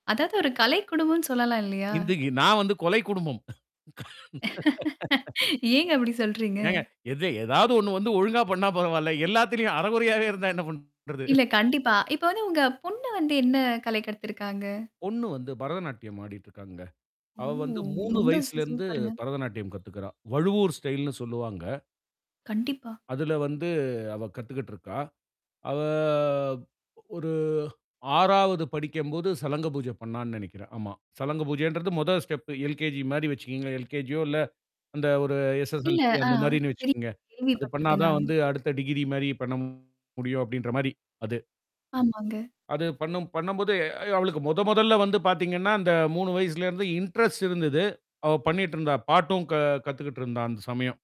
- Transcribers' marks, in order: tapping; "இன்றைக்கு" said as "இந்தக்கி"; cough; laugh; static; laughing while speaking: "ஏங்க அப்பிடி சொல்றீங்க?"; other noise; distorted speech; surprised: "ஓ! ரொம்ப சூ சூப்பருங்க"; other background noise; in English: "ஸ்டைல்ன்னு"; drawn out: "அவ"; in English: "ஸ்டெப்"; in English: "இன்ட்ரெஸ்ட்"
- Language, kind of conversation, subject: Tamil, podcast, மரபு இசை அல்லது நடனங்கள் உங்கள் குடும்பத்தில் எந்த இடத்தைப் பிடிக்கின்றன?